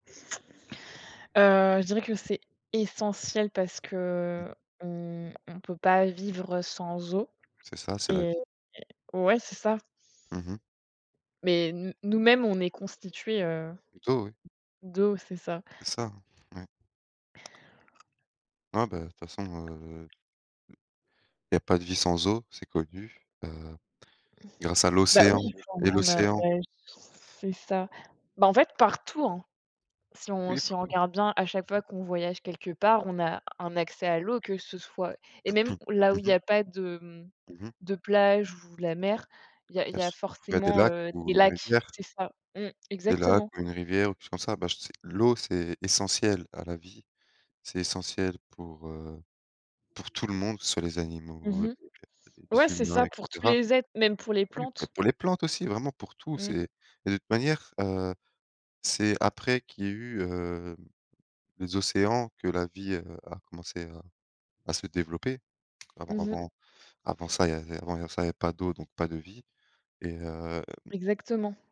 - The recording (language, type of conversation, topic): French, unstructured, Pourquoi les océans sont-ils essentiels à la vie sur Terre ?
- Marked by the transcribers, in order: stressed: "essentiel"; tapping; other background noise; other noise